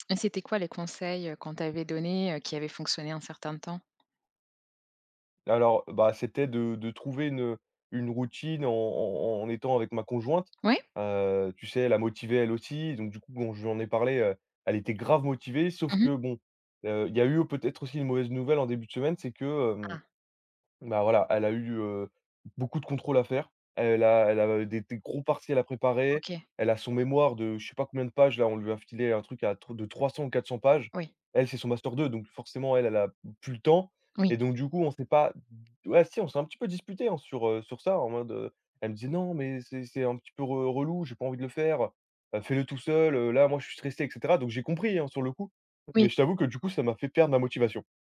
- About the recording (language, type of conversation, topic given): French, advice, Pourquoi est-ce que j’abandonne une nouvelle routine d’exercice au bout de quelques jours ?
- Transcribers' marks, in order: tapping; stressed: "grave"